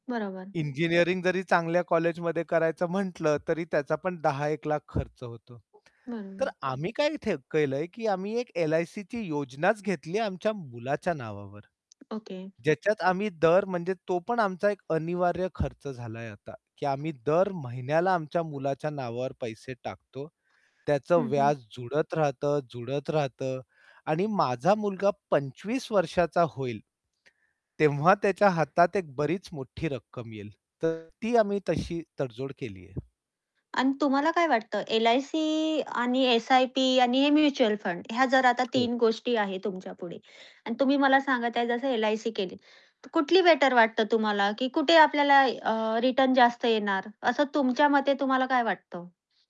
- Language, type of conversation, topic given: Marathi, podcast, आज खर्च करायचा की भविष्य सुरक्षित करायचं, हे तुम्ही कसं ठरवता?
- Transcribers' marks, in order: static; other background noise; tapping; background speech; distorted speech